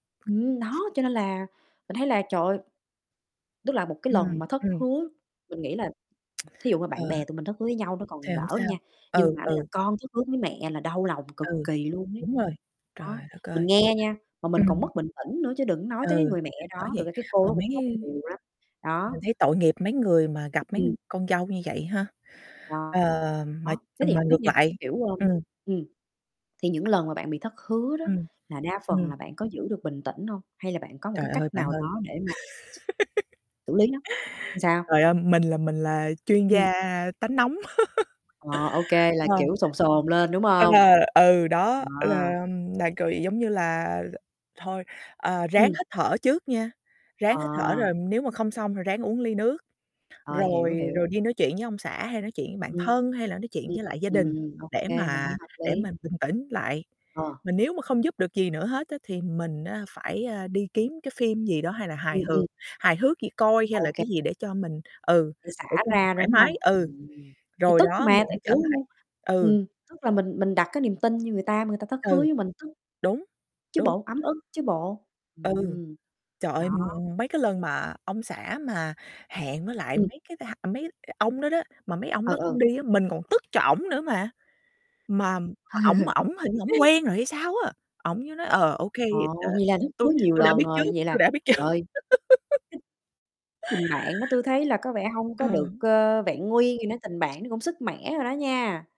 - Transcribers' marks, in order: other noise; lip smack; distorted speech; tapping; other background noise; static; laugh; "Làm" said as "ừn"; laugh; "hước" said as "hược"; unintelligible speech; unintelligible speech; chuckle; laughing while speaking: "trước"; giggle
- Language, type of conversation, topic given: Vietnamese, unstructured, Bạn cảm thấy thế nào khi ai đó không giữ lời hứa?